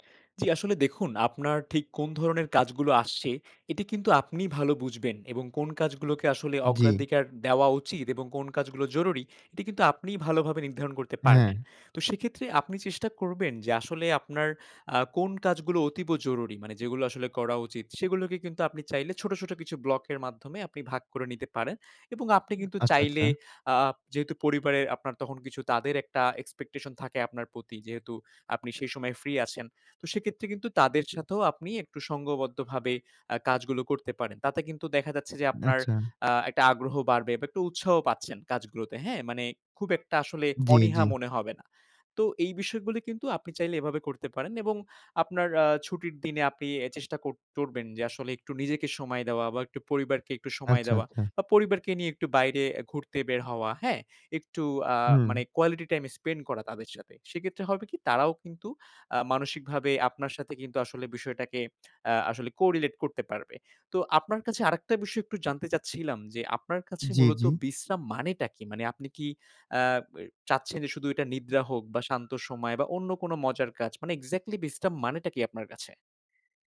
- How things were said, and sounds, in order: tapping; horn; in English: "corelate"
- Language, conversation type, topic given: Bengali, advice, ছুটির দিনে আমি বিশ্রাম নিতে পারি না, সব সময় ব্যস্ত থাকি কেন?